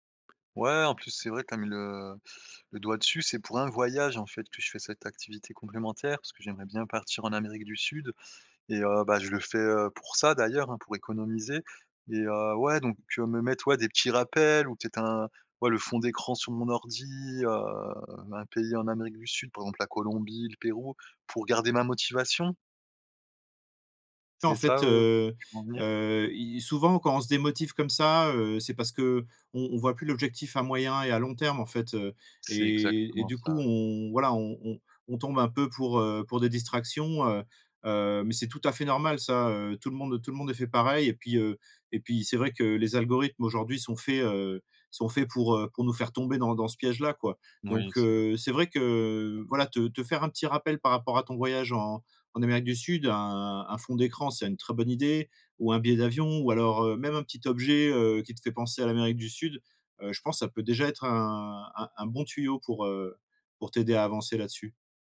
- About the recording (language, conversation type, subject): French, advice, Comment puis-je réduire les notifications et les distractions numériques pour rester concentré ?
- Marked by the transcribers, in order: tapping; other background noise